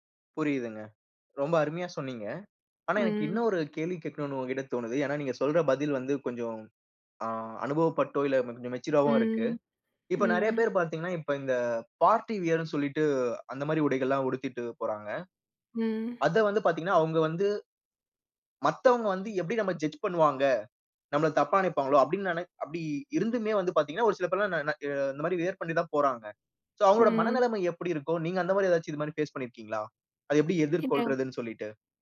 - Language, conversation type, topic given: Tamil, podcast, மற்றோரின் கருத்து உன் உடைத் தேர்வை பாதிக்குமா?
- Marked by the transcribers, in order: in English: "மெச்சூர்"; in English: "பார்ட்டி வியர்"; in English: "ஜட்ஜ்"; in English: "சோ"; in English: "பேஸ்"; other noise